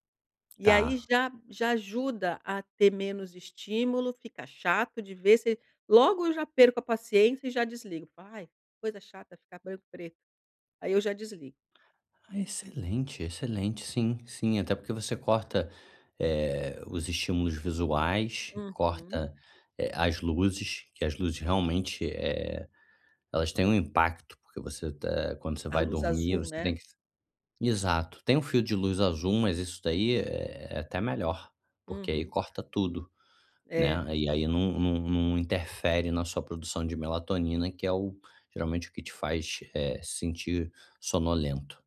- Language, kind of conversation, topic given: Portuguese, advice, Como posso resistir à checagem compulsiva do celular antes de dormir?
- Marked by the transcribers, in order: none